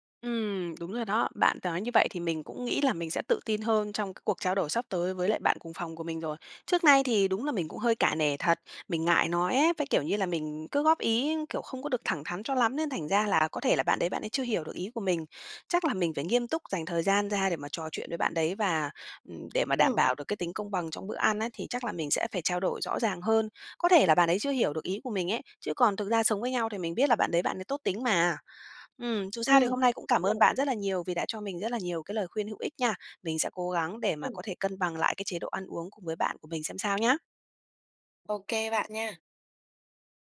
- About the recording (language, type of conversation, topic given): Vietnamese, advice, Làm sao để cân bằng chế độ ăn khi sống chung với người có thói quen ăn uống khác?
- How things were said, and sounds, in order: tapping